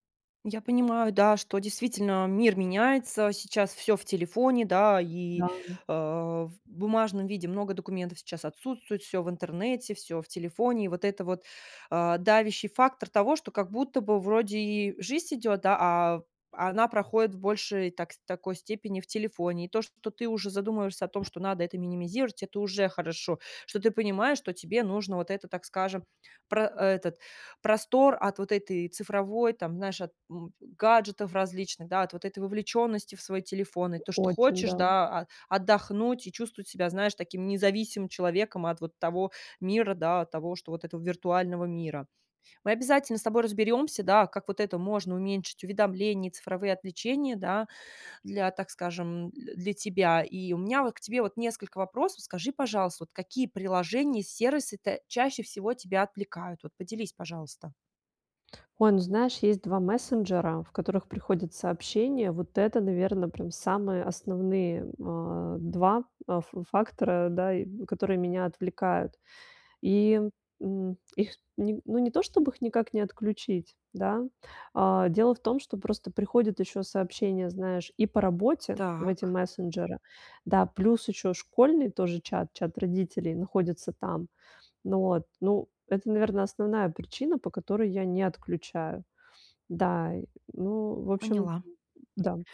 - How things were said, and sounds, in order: "жизнь" said as "жисть"; other background noise
- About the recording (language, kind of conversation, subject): Russian, advice, Как мне сократить уведомления и цифровые отвлечения в повседневной жизни?